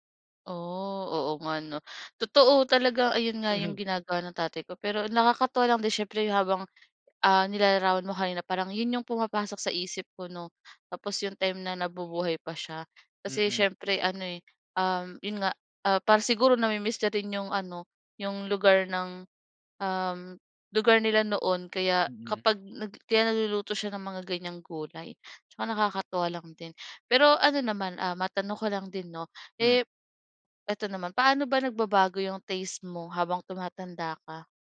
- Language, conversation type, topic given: Filipino, podcast, Paano nakaapekto ang pagkain sa pagkakakilanlan mo?
- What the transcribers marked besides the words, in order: tapping